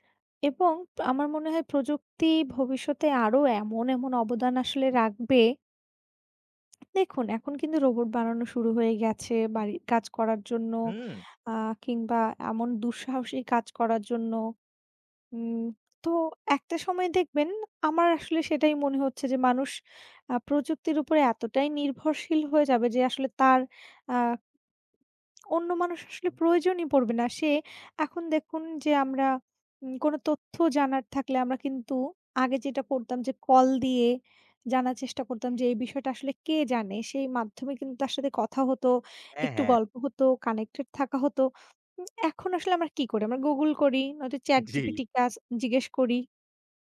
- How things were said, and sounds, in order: tapping; laughing while speaking: "জি"
- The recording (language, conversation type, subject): Bengali, unstructured, তোমার জীবনে প্রযুক্তি কী ধরনের সুবিধা এনে দিয়েছে?